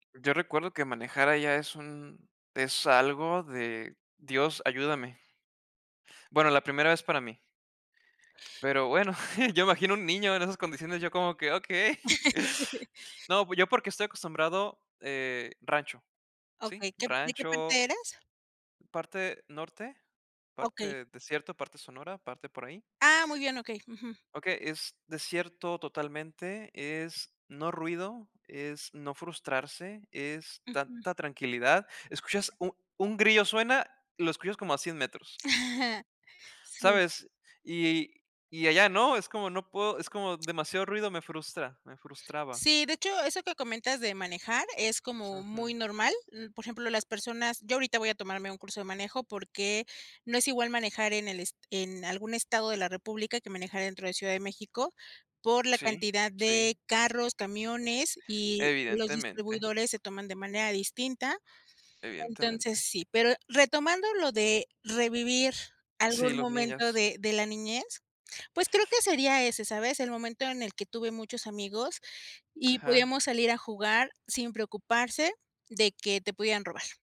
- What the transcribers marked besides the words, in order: chuckle; laugh; laughing while speaking: "Okey"; chuckle; other noise
- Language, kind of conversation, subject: Spanish, unstructured, ¿Qué momento de tu niñez te gustaría revivir?